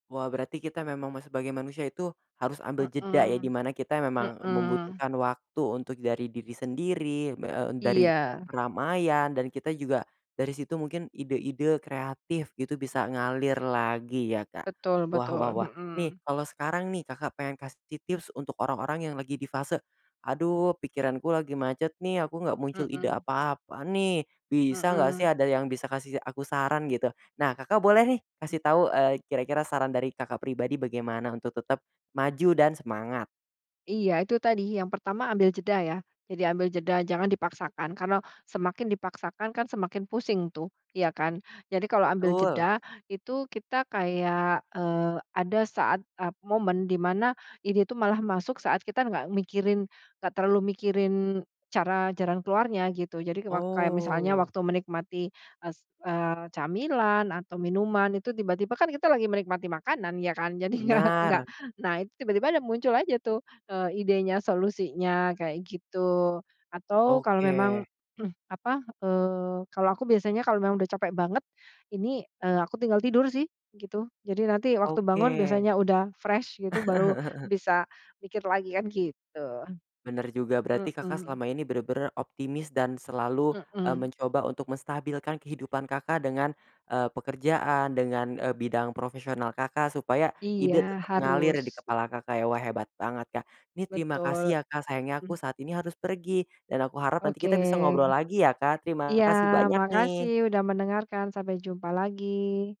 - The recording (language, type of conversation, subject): Indonesian, podcast, Apa metode sederhana untuk memicu aliran ide saat macet?
- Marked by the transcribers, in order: "tips-tips" said as "tiws"; laughing while speaking: "Jadinya nggak"; throat clearing; chuckle; in English: "fresh"